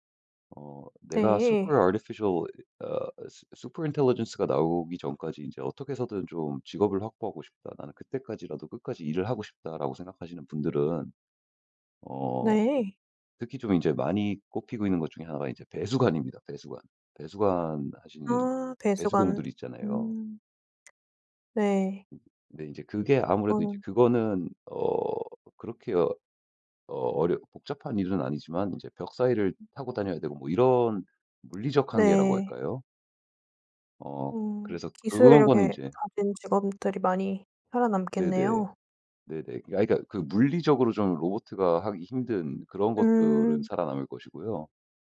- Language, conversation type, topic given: Korean, podcast, 기술 발전으로 일자리가 줄어들 때 우리는 무엇을 준비해야 할까요?
- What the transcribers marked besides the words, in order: put-on voice: "super artificial"; in English: "super artificial"; put-on voice: "su super intelligence가"; in English: "su super intelligence가"; tapping; other background noise